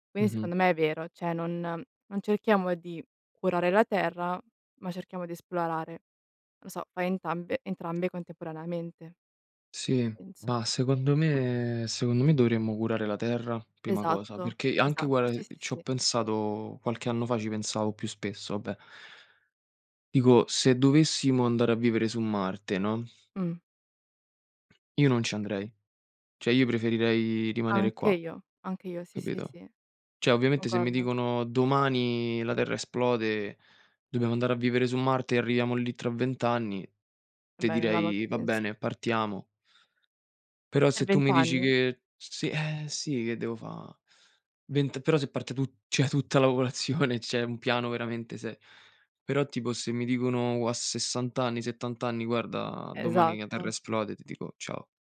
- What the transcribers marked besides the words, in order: "Quindi" said as "quini"; "cioè" said as "ceh"; "contemporaneamente" said as "contemporanamente"; "guarda" said as "guara"; "vabbè" said as "abbè"; "Cioè" said as "ceh"; "Cioè" said as "ceh"; "cioè" said as "ceh"; laughing while speaking: "popolazione"
- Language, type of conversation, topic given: Italian, unstructured, Perché credi che esplorare lo spazio sia così affascinante?